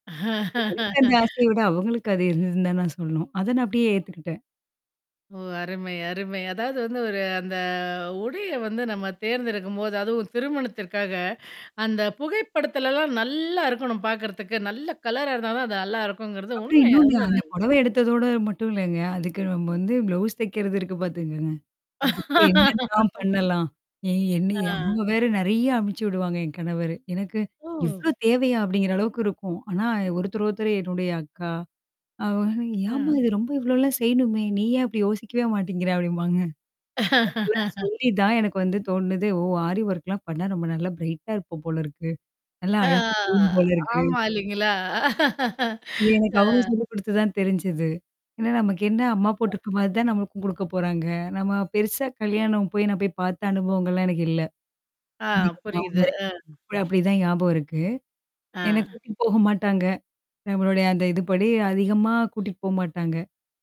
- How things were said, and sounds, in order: laugh; static; distorted speech; tapping; laugh; other background noise; mechanical hum; laugh; in English: "ஆரி ஒர்க்லாம்"; in English: "பிரைட்டா"; drawn out: "ஆ"; laugh; unintelligible speech
- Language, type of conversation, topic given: Tamil, podcast, உங்கள் வாழ்க்கை சம்பவங்களோடு தொடர்புடைய நினைவுகள் உள்ள ஆடைகள் எவை?